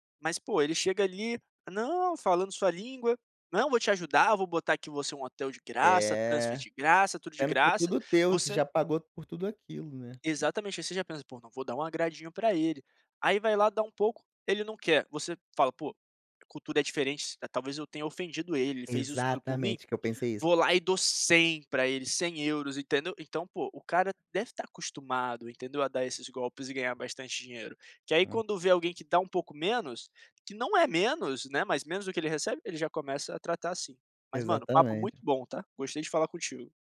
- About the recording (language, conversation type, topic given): Portuguese, podcast, Você já caiu em algum golpe durante uma viagem? Como aconteceu?
- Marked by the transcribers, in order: none